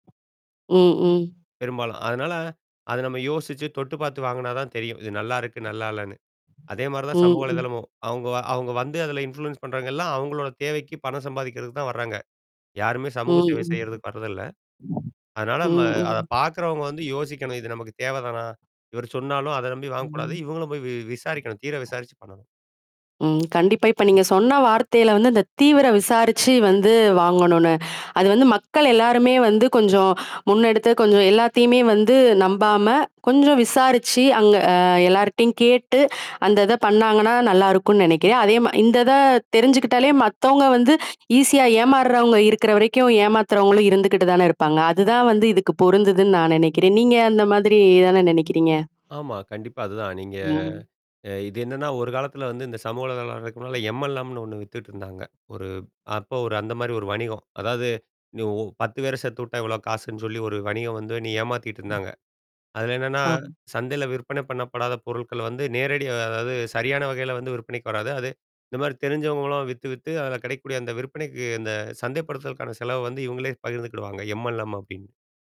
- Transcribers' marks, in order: tapping; other noise; other background noise; in English: "இன்ஃப்ளூயன்ஸ்"; mechanical hum; in English: "ஈஸியா"; drawn out: "நீங்க"
- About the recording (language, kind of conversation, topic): Tamil, podcast, ஒரு சமூக ஊடகப் பாதிப்பாளரின் உண்மைத்தன்மையை எப்படித் தெரிந்துகொள்ளலாம்?